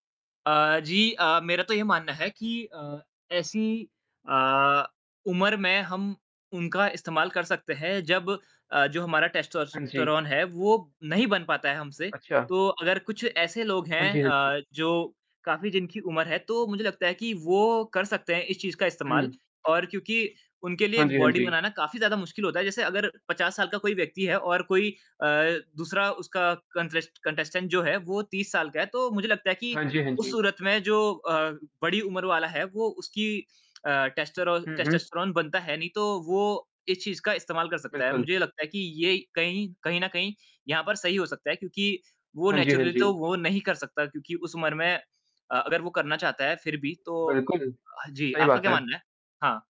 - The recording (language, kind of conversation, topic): Hindi, unstructured, क्या खेलों में प्रदर्शन बढ़ाने के लिए दवाओं या नशीले पदार्थों का इस्तेमाल करना गलत है?
- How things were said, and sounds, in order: static; in English: "बॉडी"; in English: "कंटेस्टेंट"; tapping; in English: "नेचुरली"